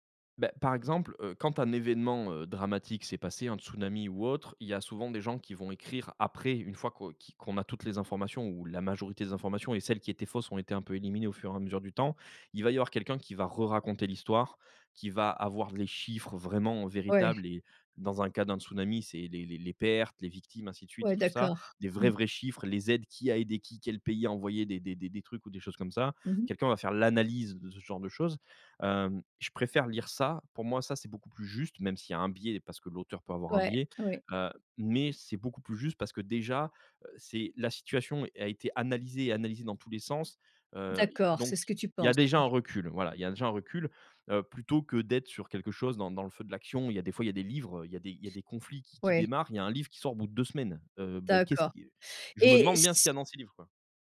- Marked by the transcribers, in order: tapping
- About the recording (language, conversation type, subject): French, podcast, Comment vérifies-tu une information avant de la partager ?